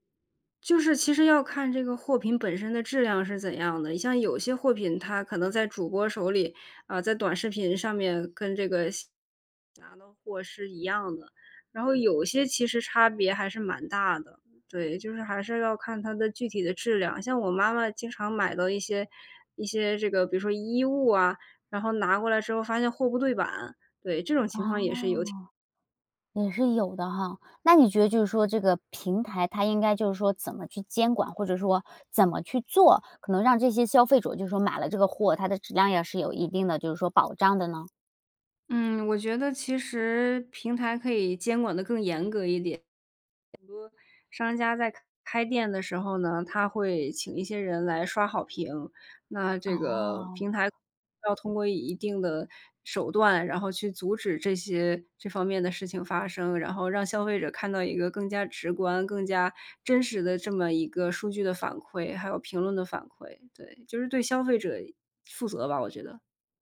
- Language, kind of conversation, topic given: Chinese, podcast, 短视频是否改变了人们的注意力，你怎么看？
- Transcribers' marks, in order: stressed: "做"; other background noise